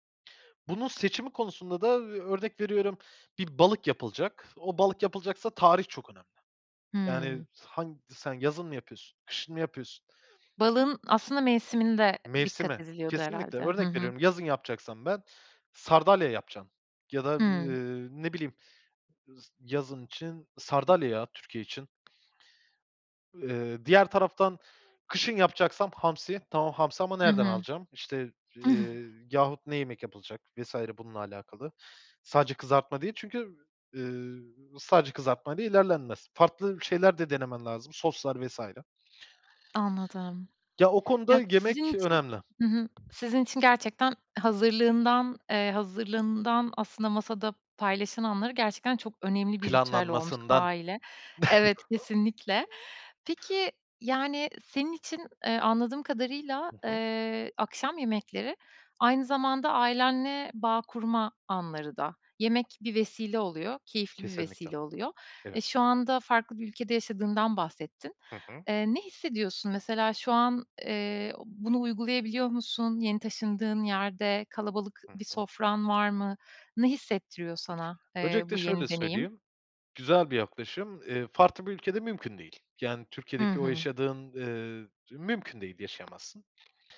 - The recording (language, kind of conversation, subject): Turkish, podcast, Aile yemekleri kimliğini nasıl etkiledi sence?
- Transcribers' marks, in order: tapping; snort; other background noise; chuckle; other noise